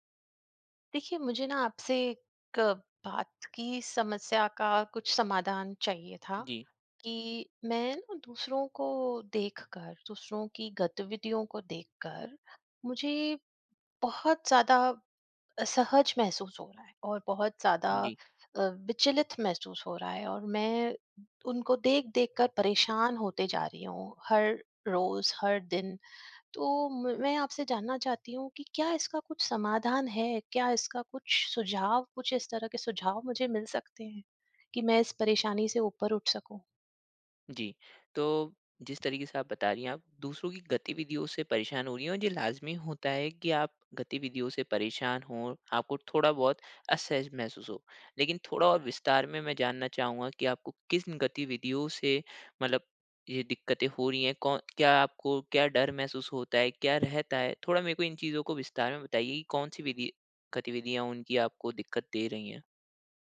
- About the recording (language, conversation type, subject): Hindi, advice, क्या मुझे लग रहा है कि मैं दूसरों की गतिविधियाँ मिस कर रहा/रही हूँ—मैं क्या करूँ?
- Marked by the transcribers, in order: none